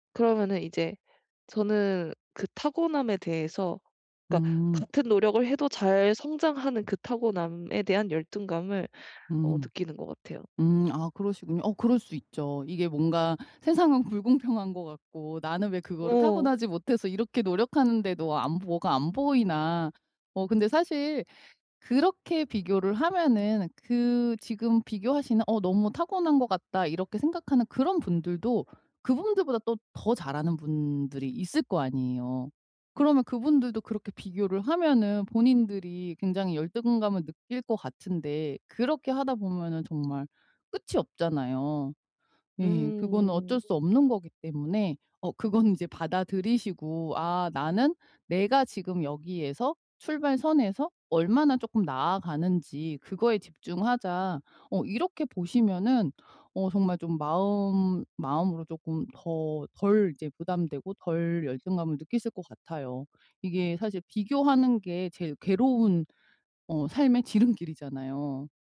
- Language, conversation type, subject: Korean, advice, 다른 사람의 성과를 볼 때 자주 열등감을 느끼면 어떻게 해야 하나요?
- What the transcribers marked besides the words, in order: other background noise; tapping